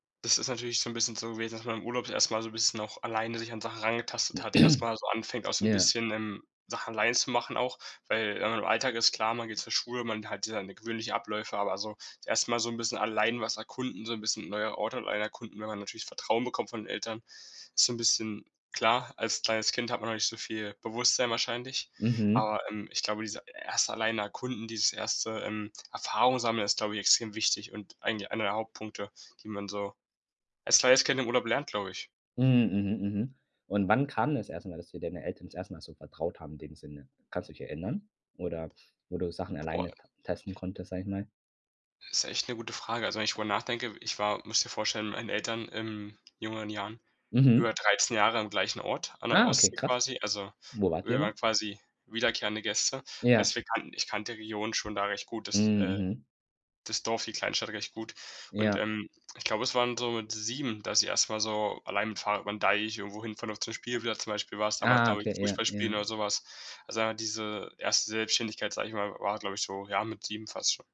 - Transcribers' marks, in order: "jüngeren" said as "jungeren"; surprised: "Ah"; other background noise
- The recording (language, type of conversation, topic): German, podcast, Was hat dir das Reisen über dich selbst gezeigt?